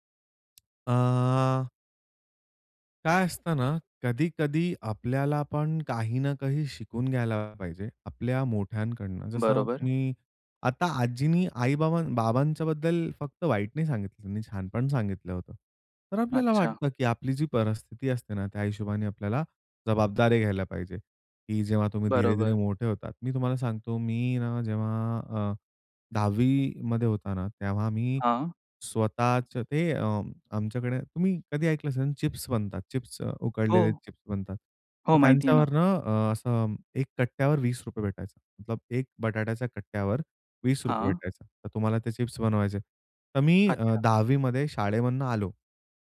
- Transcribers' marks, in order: tapping; drawn out: "जेव्हा"
- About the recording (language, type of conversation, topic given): Marathi, podcast, तुझ्या पूर्वजांबद्दल ऐकलेली एखादी गोष्ट सांगशील का?